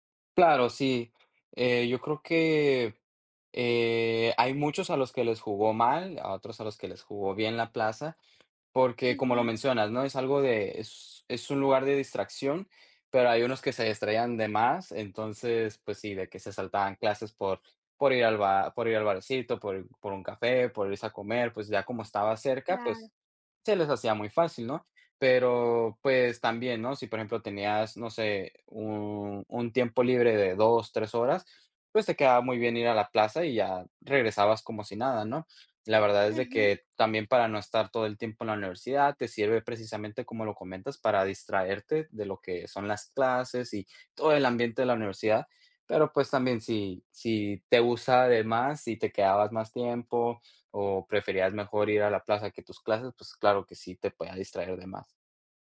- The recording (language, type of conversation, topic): Spanish, podcast, ¿Qué papel cumplen los bares y las plazas en la convivencia?
- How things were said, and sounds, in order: none